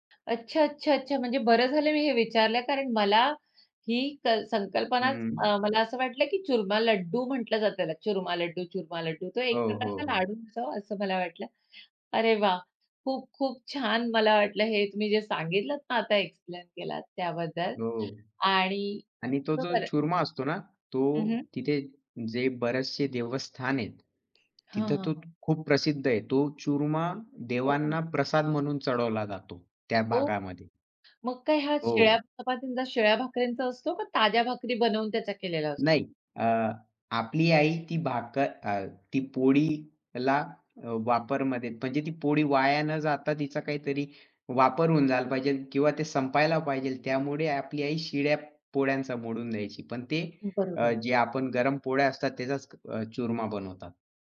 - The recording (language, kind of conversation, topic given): Marathi, podcast, एकट्याने स्थानिक खाण्याचा अनुभव तुम्हाला कसा आला?
- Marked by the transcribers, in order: other background noise; tapping; "पाहिजे" said as "पाहिजेल"; "पाहिजे" said as "पाहिजेल"